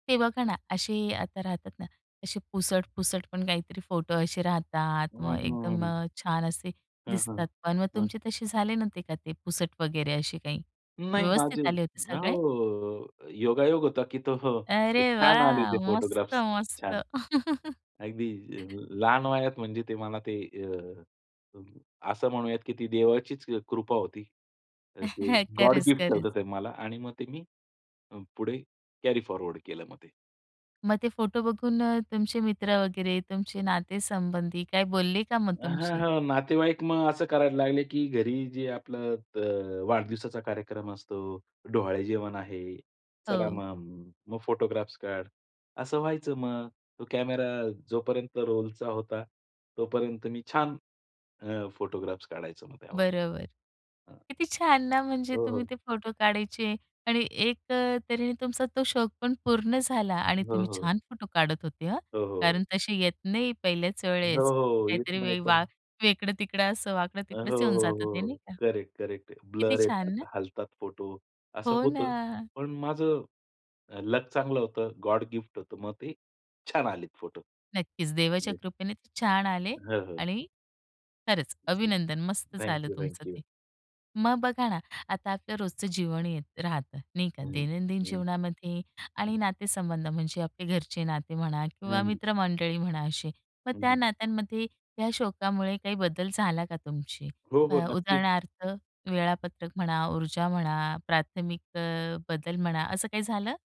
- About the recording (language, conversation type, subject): Marathi, podcast, तुमच्या शौकामुळे तुमच्या आयुष्यात कोणते बदल झाले?
- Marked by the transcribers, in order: tapping; joyful: "अरे वाह!"; chuckle; laugh; in English: "गॉड गिफ्ट"; chuckle; laughing while speaking: "खरंच, खरंच"; in English: "कॅरी फॉरवर्ड"; other background noise